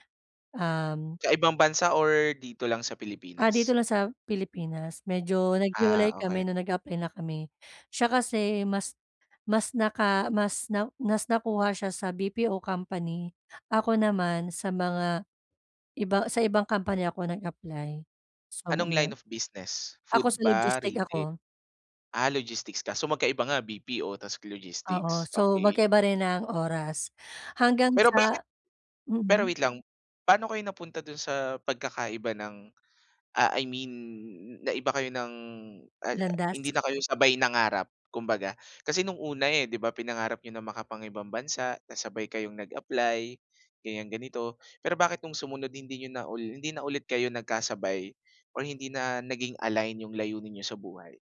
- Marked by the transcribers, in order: none
- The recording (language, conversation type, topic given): Filipino, advice, Paano ko haharapin ang inggit na nararamdaman ko sa aking kaibigan?